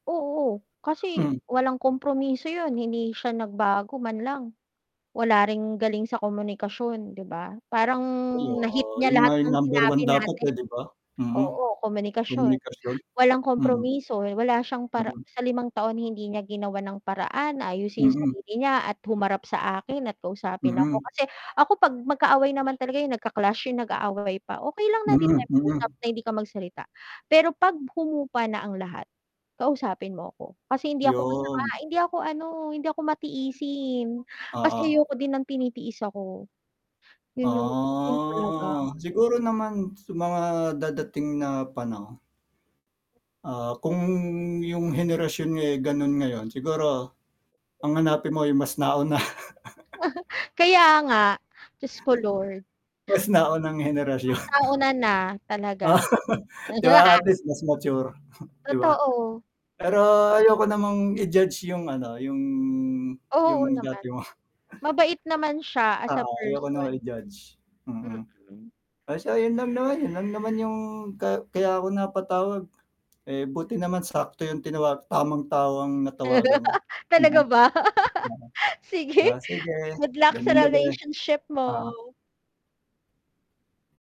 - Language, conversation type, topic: Filipino, unstructured, Paano mo nalalaman kung seryoso ang isang relasyon?
- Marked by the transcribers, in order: other background noise; static; mechanical hum; distorted speech; drawn out: "Ahh"; laugh; other street noise; laugh; laugh; laugh; wind; lip smack; laugh; laughing while speaking: "Talaga ba"; laugh